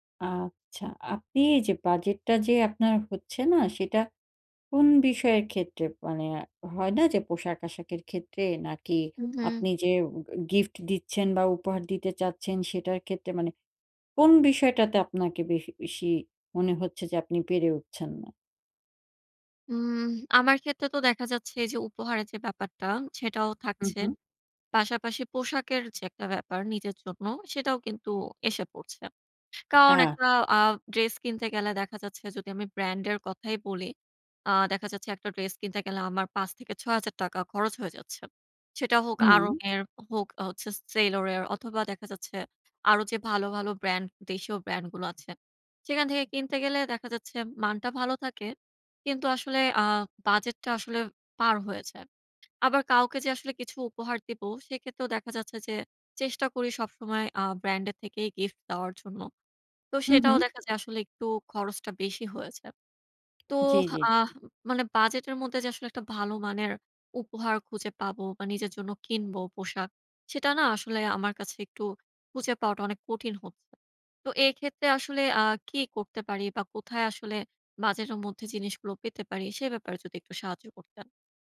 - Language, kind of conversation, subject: Bengali, advice, বাজেটের মধ্যে ভালো জিনিস পাওয়া কঠিন
- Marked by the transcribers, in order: "গিফট" said as "গিফ"